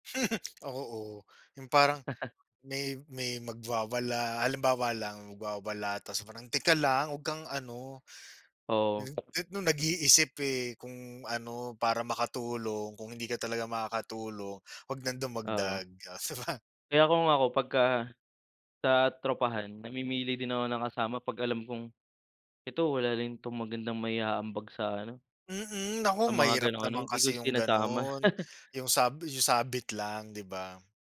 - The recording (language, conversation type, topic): Filipino, unstructured, Paano mo hinaharap ang mga hindi inaasahang problema sa biyahe?
- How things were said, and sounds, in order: laugh; tapping; chuckle; other background noise; laughing while speaking: "di ba?"; laugh